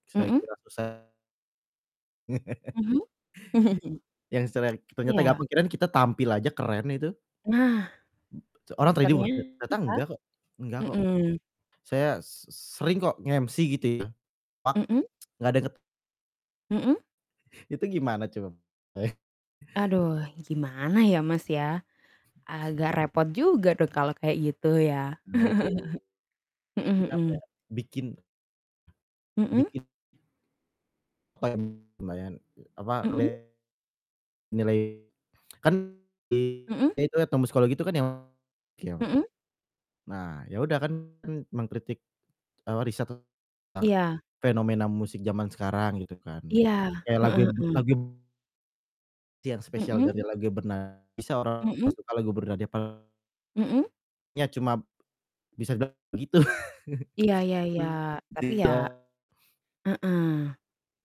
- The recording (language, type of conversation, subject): Indonesian, unstructured, Apa hal paling mengejutkan yang kamu pelajari dari pekerjaanmu?
- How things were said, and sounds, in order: distorted speech; laugh; chuckle; static; other background noise; other noise; "terhibur" said as "terdibur"; tapping; in English: "nge-MC"; tsk; laughing while speaking: "Bay"; laugh; mechanical hum; unintelligible speech; laugh